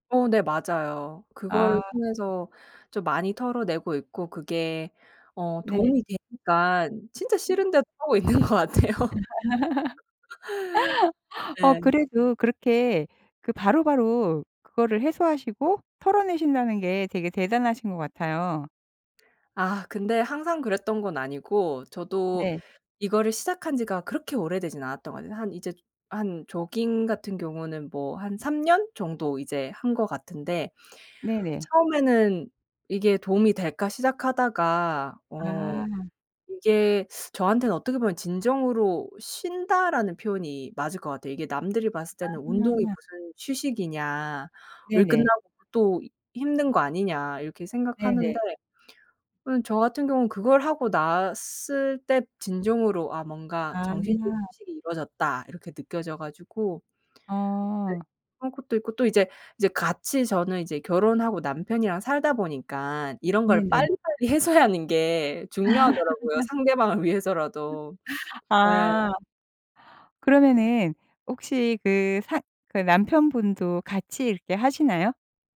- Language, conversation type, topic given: Korean, podcast, 일 끝나고 진짜 쉬는 법은 뭐예요?
- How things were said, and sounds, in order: tapping; laugh; laughing while speaking: "하고 있는 것 같아요"; laugh; teeth sucking; laughing while speaking: "해소하는 게"; laugh; laugh; sniff